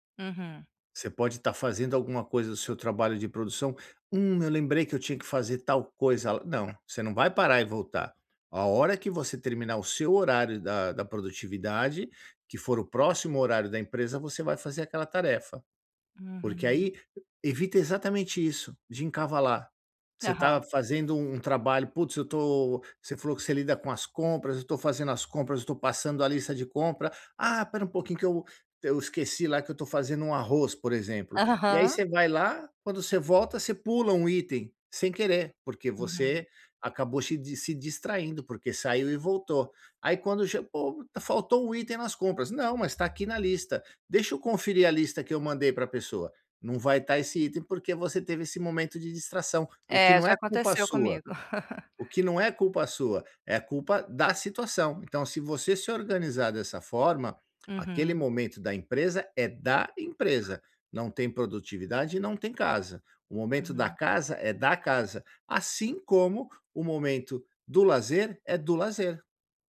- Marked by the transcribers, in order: tapping; chuckle; laugh
- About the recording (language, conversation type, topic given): Portuguese, advice, Como lidar com a culpa ou a ansiedade ao dedicar tempo ao lazer?